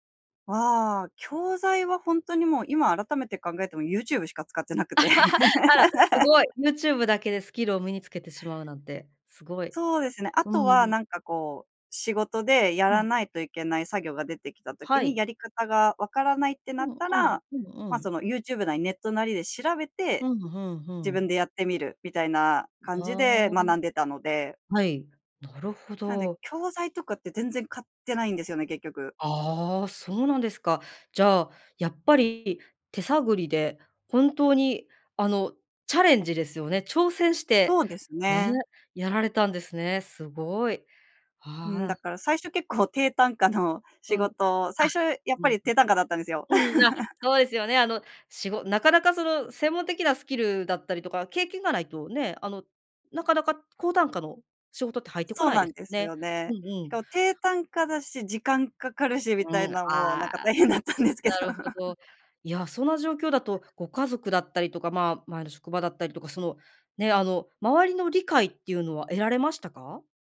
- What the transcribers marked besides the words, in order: laugh; laugh; laughing while speaking: "大変だったんですけど"; "そんな" said as "そな"; laugh
- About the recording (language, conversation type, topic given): Japanese, podcast, スキルをゼロから学び直した経験を教えてくれますか？